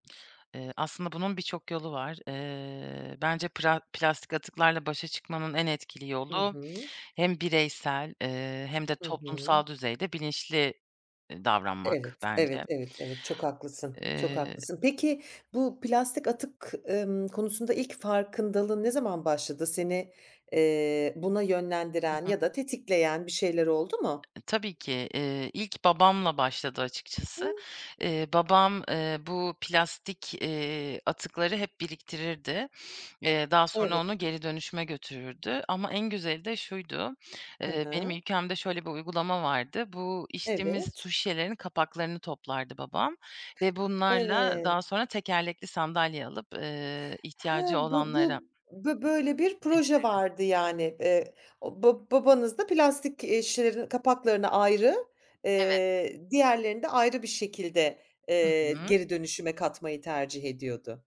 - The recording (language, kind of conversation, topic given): Turkish, podcast, Plastik atıklarla başa çıkmanın pratik yolları neler?
- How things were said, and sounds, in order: other background noise; tapping